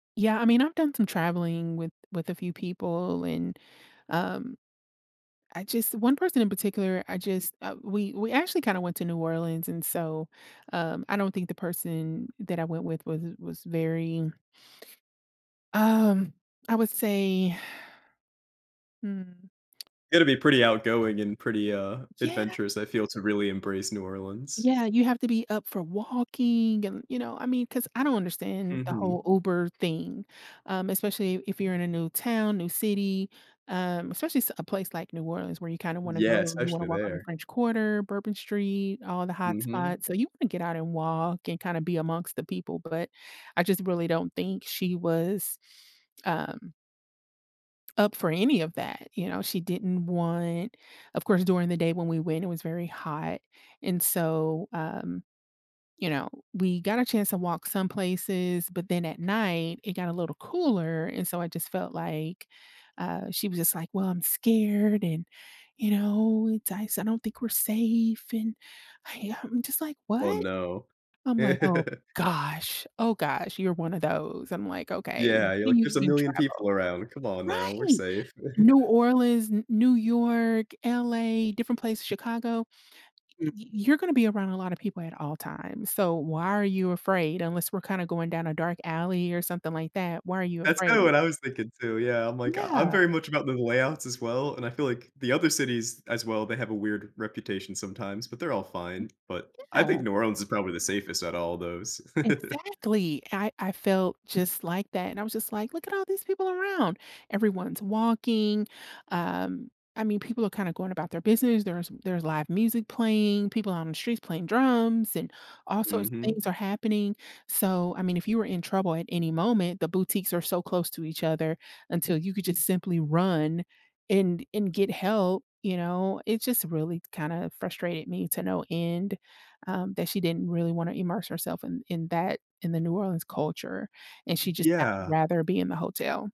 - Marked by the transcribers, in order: exhale; tsk; other background noise; stressed: "gosh"; chuckle; chuckle; tapping; chuckle
- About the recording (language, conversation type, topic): English, unstructured, How should one deal with a travel companion's strong reaction abroad?